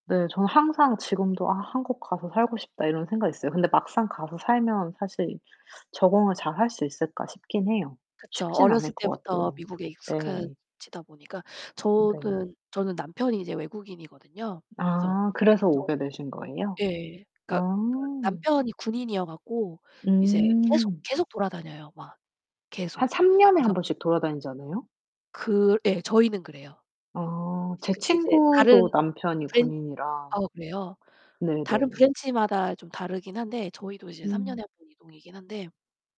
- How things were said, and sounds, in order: other background noise; tapping; distorted speech; in English: "브랜치마다"
- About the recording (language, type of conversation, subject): Korean, unstructured, 어린 시절 여름 방학 중 가장 기억에 남는 이야기는 무엇인가요?